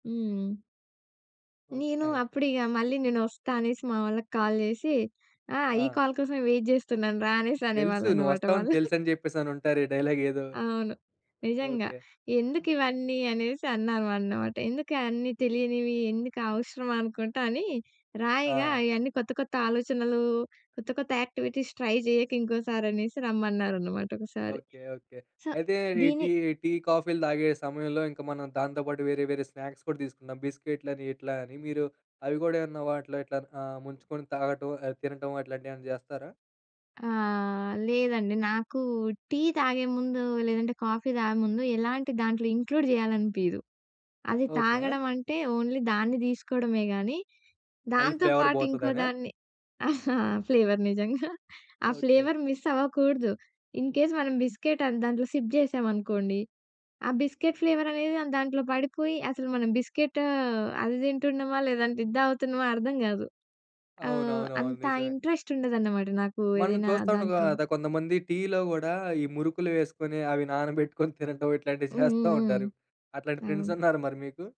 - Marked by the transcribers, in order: in English: "కాల్"; in English: "కాల్"; in English: "వెయిట్"; chuckle; in English: "డైలాగ్"; in English: "యాక్టివిటీస్ ట్రై"; in English: "సో"; in English: "స్నాక్స్"; in English: "కాఫీ"; in English: "ఇంక్లూడ్"; in English: "ఓన్లీ"; in English: "ఫ్లేవర్"; laughing while speaking: "ఫ్లేవర్ నిజంగా"; in English: "ఫ్లేవర్"; in English: "ఫ్లేవర్ మిస్"; in English: "ఇన్ కేస్"; in English: "బిస్కెట్"; in English: "సిప్"; in English: "బిస్కెట్ ఫ్లేవర్"; in English: "బిస్కెట్"; in English: "ఇంట్రెస్ట్"; in English: "ఫ్రెండ్స్"
- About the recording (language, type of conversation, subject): Telugu, podcast, కాఫీ, టీ వంటి పానీయాలు మన ఎనర్జీని ఎలా ప్రభావితం చేస్తాయి?